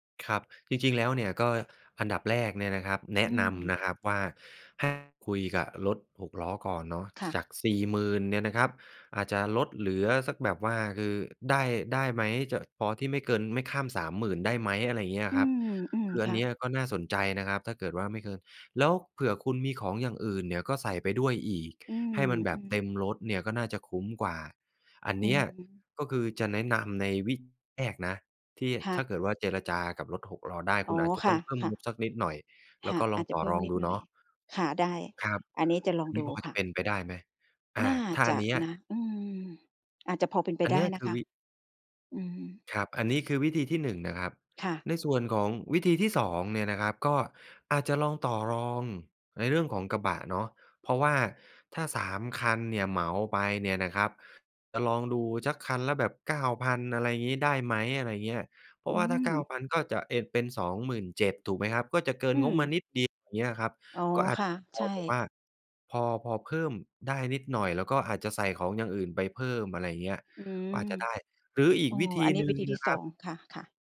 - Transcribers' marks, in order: tapping; "สัก" said as "จั๊ก"; other background noise
- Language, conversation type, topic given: Thai, advice, คุณมีปัญหาเรื่องการเงินและการวางงบประมาณในการย้ายบ้านอย่างไรบ้าง?